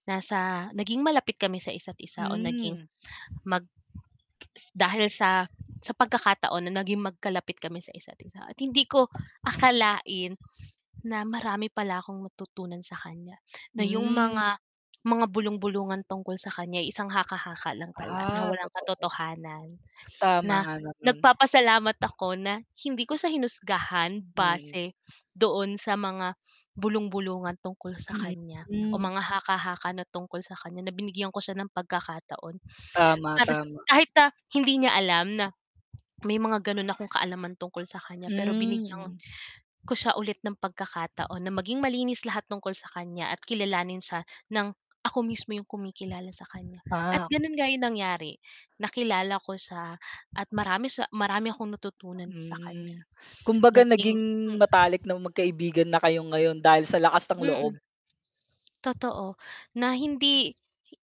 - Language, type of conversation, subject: Filipino, unstructured, Ano ang natutuhan mo mula sa isang hindi inaasahang pagkakaibigan?
- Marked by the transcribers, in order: drawn out: "Hmm"; other background noise; wind; tapping; drawn out: "Hmm"; distorted speech; other animal sound; "binigyan" said as "binigyang"; drawn out: "Hmm"; "siya" said as "sa"; drawn out: "Mm"